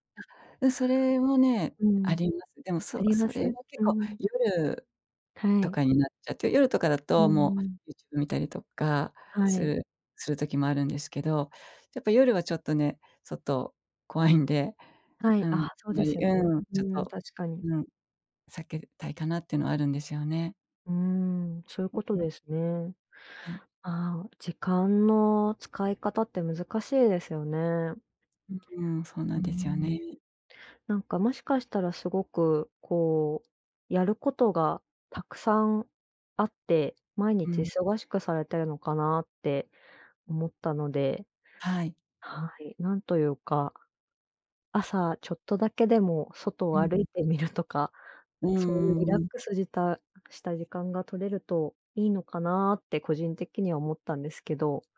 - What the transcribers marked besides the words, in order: none
- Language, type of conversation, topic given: Japanese, advice, トレーニングの時間が取れない